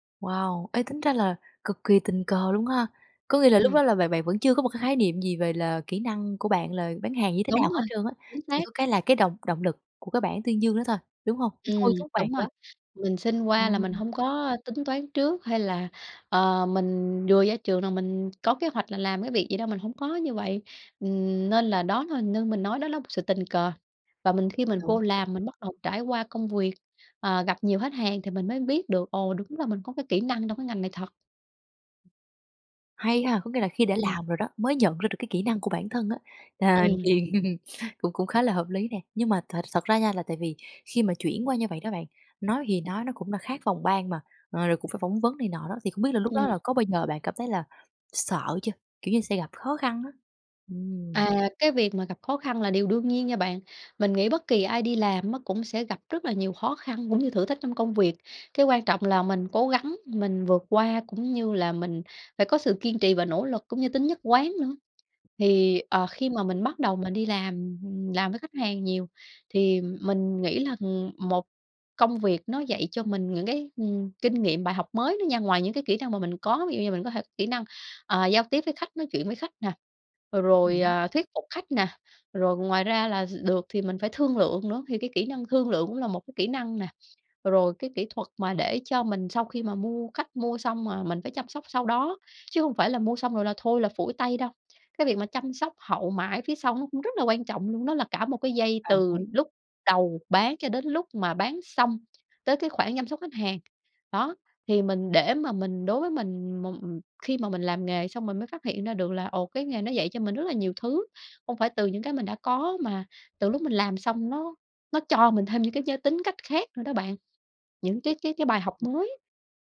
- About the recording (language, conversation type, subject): Vietnamese, podcast, Bạn biến kỹ năng thành cơ hội nghề nghiệp thế nào?
- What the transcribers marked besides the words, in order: tapping; other background noise; background speech; laughing while speaking: "ờ, thì"; "thật" said as "thệt"; unintelligible speech; unintelligible speech